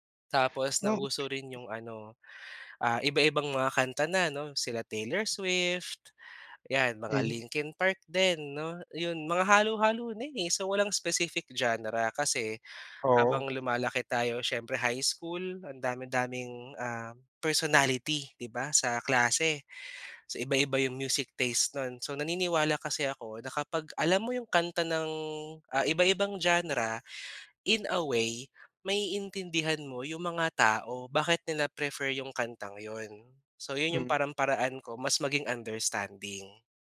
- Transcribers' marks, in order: in English: "specific genre"; in English: "music taste"
- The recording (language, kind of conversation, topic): Filipino, podcast, Mas gusto mo ba ang mga kantang nasa sariling wika o mga kantang banyaga?